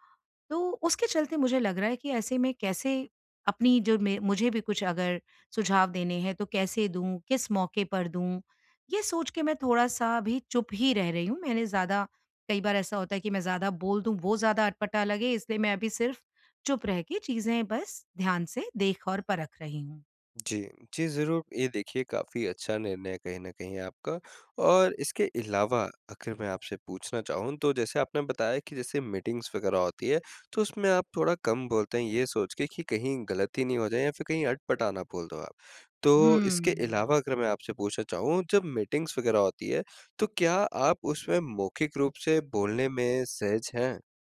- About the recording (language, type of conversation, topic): Hindi, advice, मैं सहकर्मियों और प्रबंधकों के सामने अधिक प्रभावी कैसे दिखूँ?
- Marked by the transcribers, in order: in English: "मीटिंग्स"; in English: "मीटिंग्स"